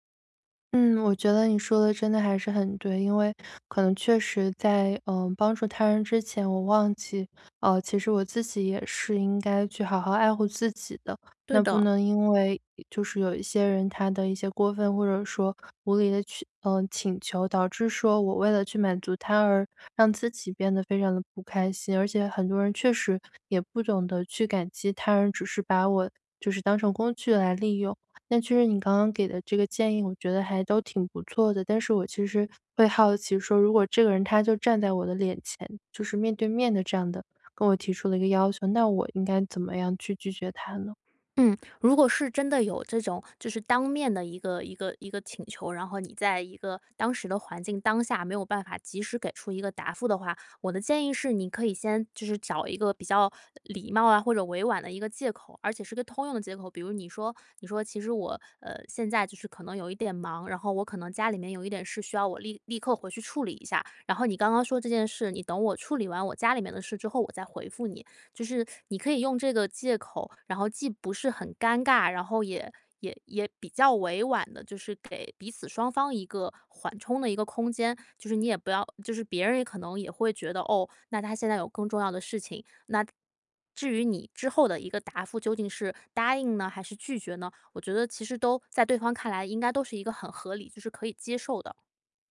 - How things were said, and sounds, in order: "请" said as "取"
- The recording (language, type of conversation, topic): Chinese, advice, 我总是很难说“不”，还经常被别人利用，该怎么办？